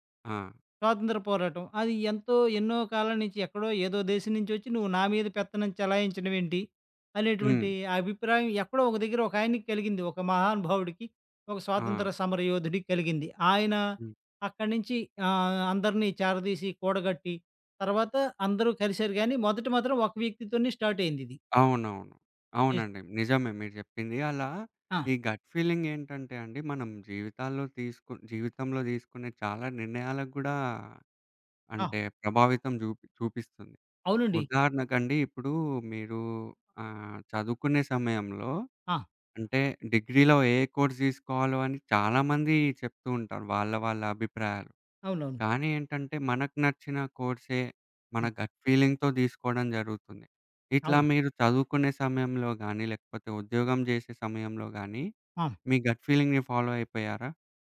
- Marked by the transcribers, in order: in English: "గట్ ఫీలింగ్"; in English: "కోర్స్"; in English: "గట్ ఫీలింగ్‌తో"; other background noise; in English: "గట్ ఫీలింగ్‌ని ఫాలో"
- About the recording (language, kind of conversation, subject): Telugu, podcast, గట్ ఫీలింగ్ వచ్చినప్పుడు మీరు ఎలా స్పందిస్తారు?